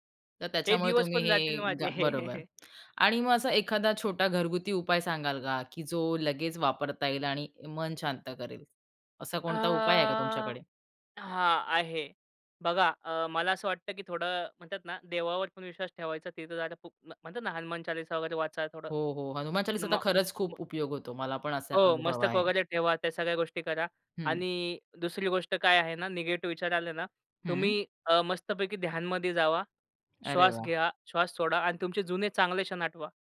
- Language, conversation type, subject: Marathi, podcast, नकारात्मक विचार मनात आले की तुम्ही काय करता?
- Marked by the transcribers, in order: laughing while speaking: "माझे"; chuckle; other background noise; drawn out: "अ"; unintelligible speech; tapping